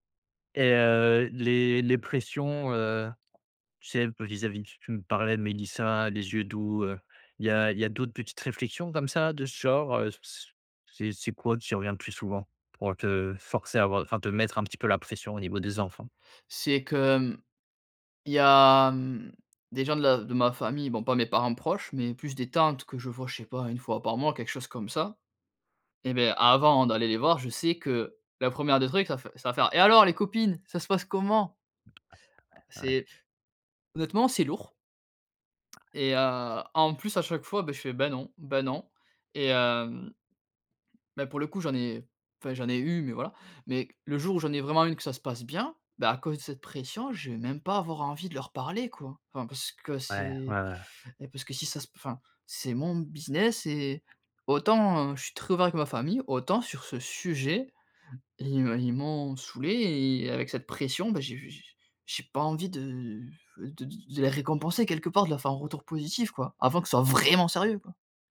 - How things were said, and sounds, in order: tapping; unintelligible speech; other background noise; stressed: "vraiment"
- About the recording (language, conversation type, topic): French, advice, Comment gérez-vous la pression familiale pour avoir des enfants ?